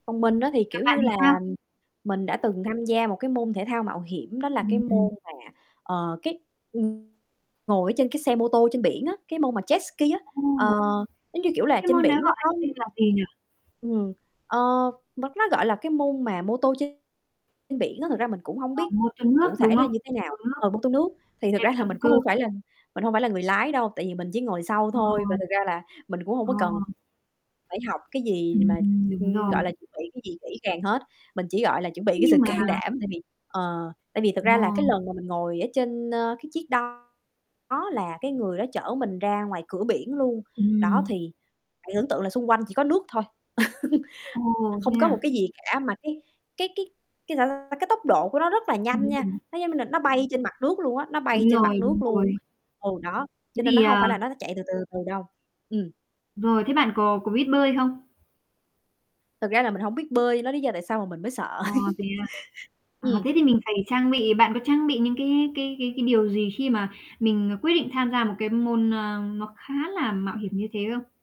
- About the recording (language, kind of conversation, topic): Vietnamese, unstructured, Bạn muốn thử thách bản thân bằng hoạt động phiêu lưu nào?
- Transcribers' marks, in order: static; other background noise; tapping; distorted speech; in English: "jetski"; laughing while speaking: "ra"; laughing while speaking: "can"; laugh; laugh